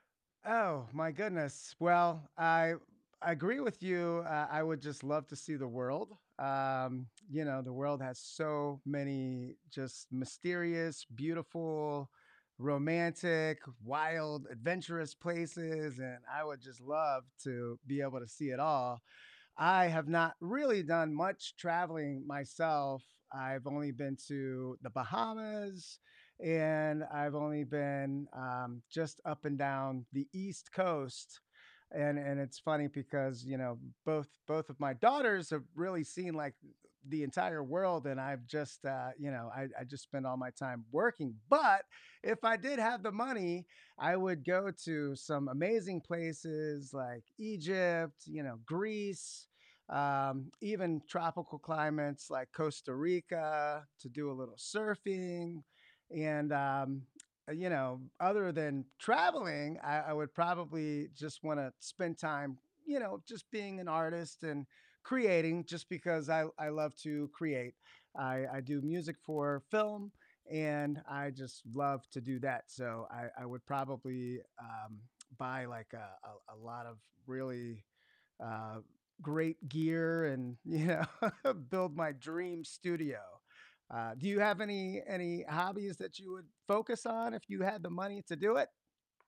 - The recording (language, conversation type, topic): English, unstructured, If money weren’t an issue, how would you spend your time?
- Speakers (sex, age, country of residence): male, 45-49, United States; male, 55-59, United States
- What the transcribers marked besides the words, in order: stressed: "but"; distorted speech; laughing while speaking: "you know"; tapping